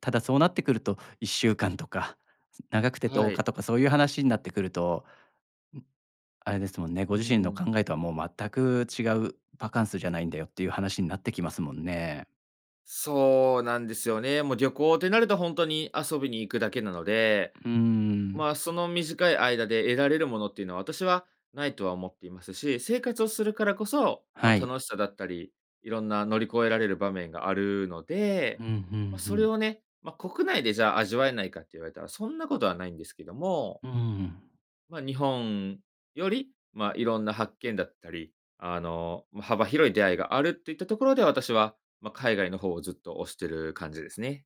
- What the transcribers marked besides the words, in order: none
- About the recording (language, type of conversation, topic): Japanese, advice, 結婚や将来についての価値観が合わないと感じるのはなぜですか？